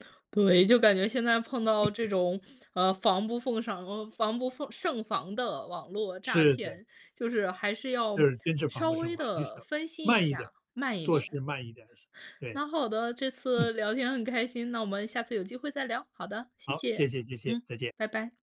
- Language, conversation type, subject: Chinese, podcast, 遇到网络诈骗时，你通常会怎么应对？
- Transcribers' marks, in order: cough; "防不胜防" said as "防不奉赏"